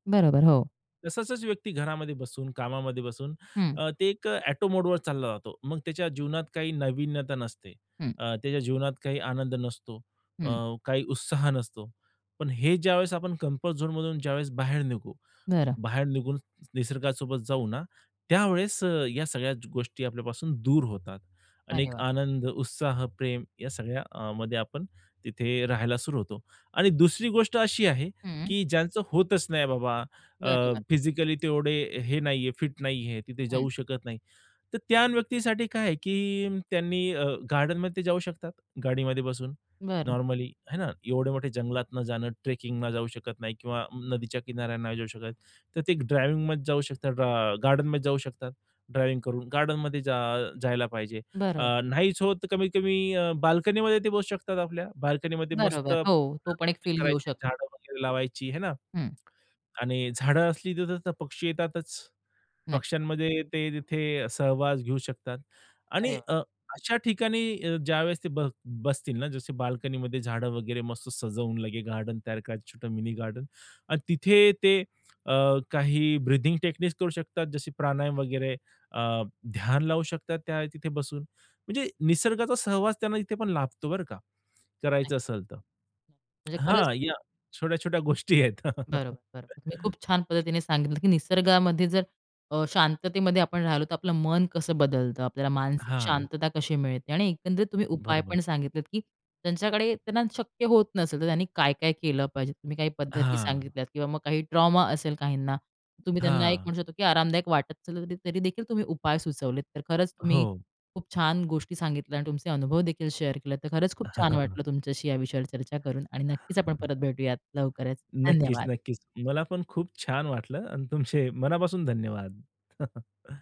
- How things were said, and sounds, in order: tapping; other background noise; in English: "कम्फर्ट झोनमधून"; other noise; unintelligible speech; in English: "ब्रीथिंग टेक्निक"; laughing while speaking: "गोष्टी आहेत"; laugh; in English: "ट्रॉमा"; in English: "शेअर"; laugh; laugh
- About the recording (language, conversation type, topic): Marathi, podcast, निसर्गाची शांतता तुझं मन कसं बदलते?